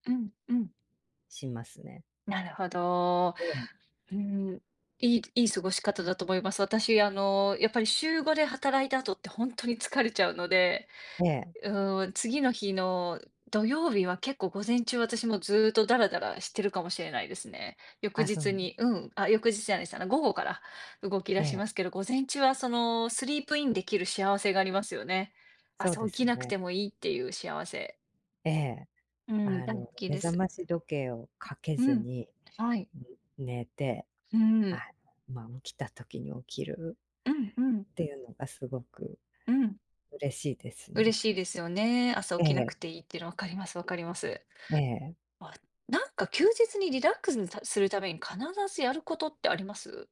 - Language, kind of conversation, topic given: Japanese, unstructured, 休日はどのように過ごしていますか？
- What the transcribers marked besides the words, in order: in English: "スリープイン"